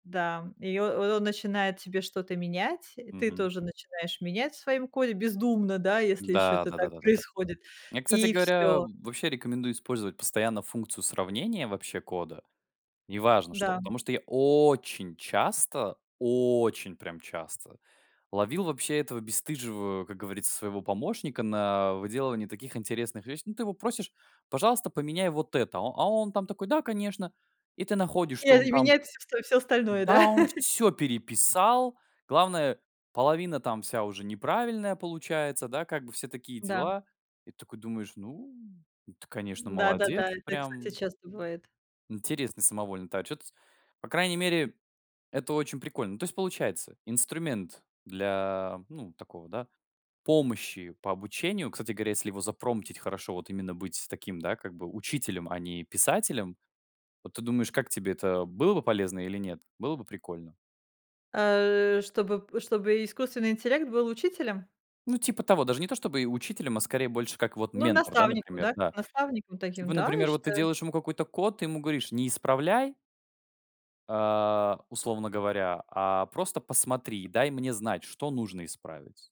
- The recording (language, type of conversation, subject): Russian, podcast, Как выбрать между самообразованием и формальными курсами?
- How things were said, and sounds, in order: stressed: "очень"; stressed: "очень"; laugh; drawn out: "ну"; in English: "запромптить"